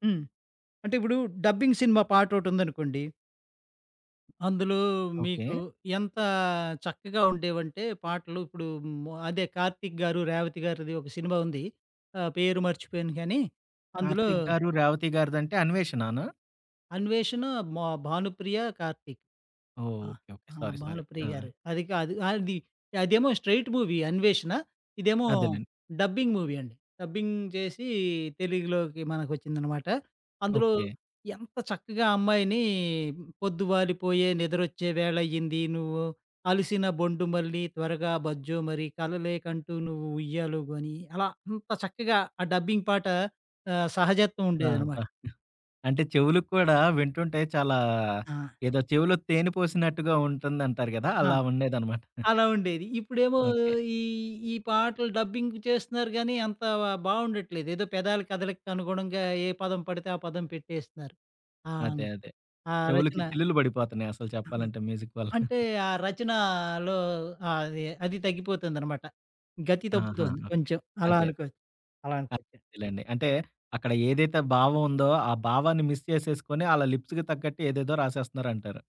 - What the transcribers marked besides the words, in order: in English: "డబ్బింగ్"; in English: "సారీ, సారీ"; in English: "స్ట్రెయిట్ మూవీ"; in English: "డబ్బింగ్ మూవీ"; in English: "డబ్బింగ్"; in English: "డబ్బింగ్"; chuckle; chuckle; in English: "డబ్బింగ్"; other background noise; in English: "మ్యూజిక్"; chuckle; in English: "మిస్"; in English: "లిప్స్‌కి"
- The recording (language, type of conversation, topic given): Telugu, podcast, పాత పాటలు మిమ్మల్ని ఎప్పుడు గత జ్ఞాపకాలలోకి తీసుకెళ్తాయి?